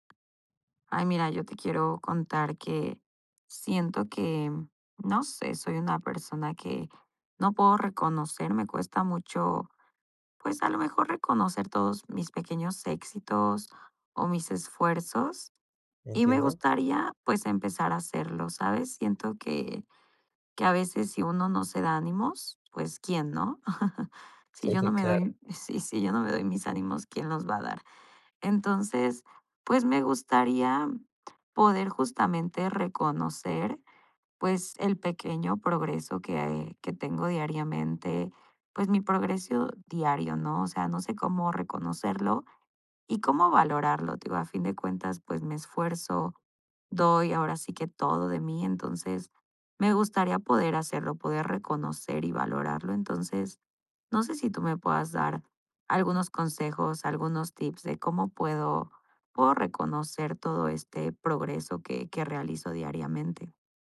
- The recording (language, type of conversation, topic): Spanish, advice, ¿Cómo puedo reconocer y valorar mi progreso cada día?
- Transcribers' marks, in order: tapping; chuckle; other background noise; laughing while speaking: "Sí, claro"; "progreso" said as "progresio"